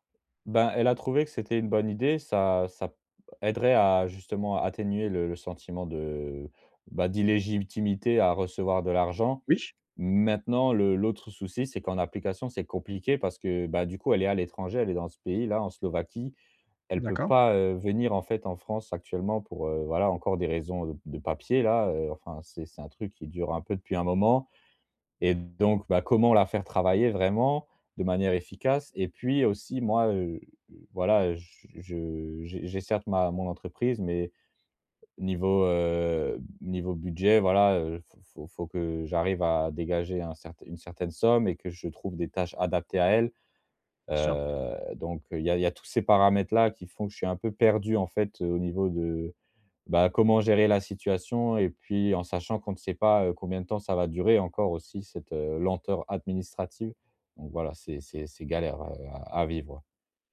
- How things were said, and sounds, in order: other background noise
- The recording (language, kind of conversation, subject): French, advice, Comment aider quelqu’un en transition tout en respectant son autonomie ?